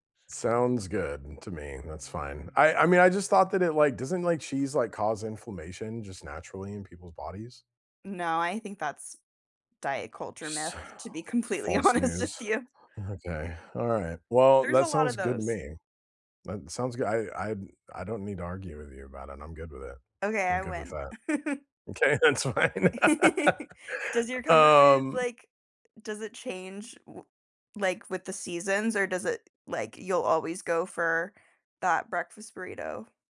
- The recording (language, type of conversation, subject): English, unstructured, What’s your go-to comfort food?
- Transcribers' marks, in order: sigh; laughing while speaking: "to be completely honest with you"; laugh; laughing while speaking: "Okay, that's fine"; laugh